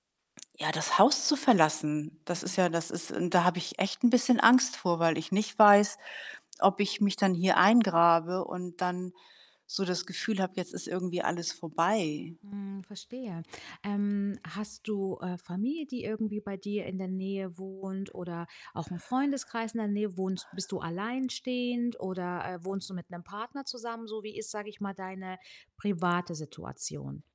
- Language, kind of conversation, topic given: German, advice, Wie kann ich mein Leben im Ruhestand sinnvoll gestalten, wenn ich unsicher bin, wie es weitergehen soll?
- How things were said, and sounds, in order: static; distorted speech; other background noise; tapping